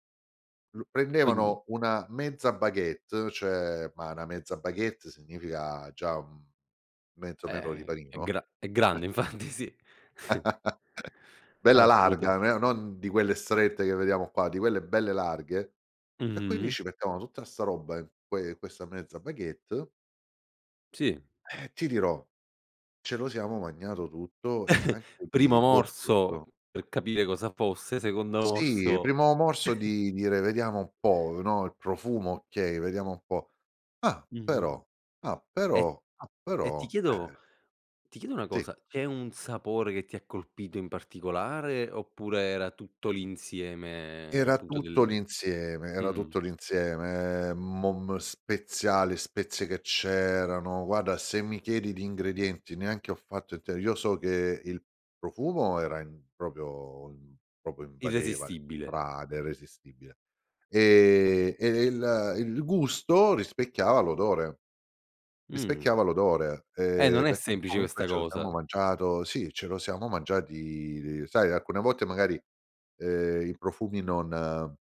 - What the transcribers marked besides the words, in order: tapping; laughing while speaking: "infatti sì"; chuckle; chuckle; other background noise; chuckle
- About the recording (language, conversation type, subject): Italian, podcast, Qual è il miglior cibo di strada che hai provato?